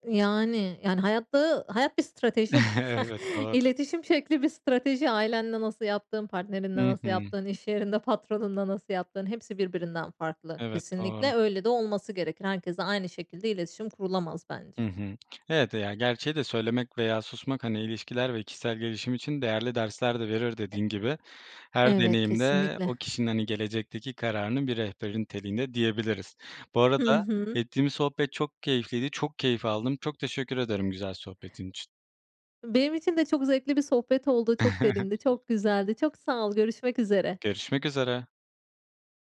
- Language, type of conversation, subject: Turkish, podcast, Aile içinde gerçekleri söylemek zor mu?
- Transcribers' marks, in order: giggle; chuckle; tapping; other background noise; chuckle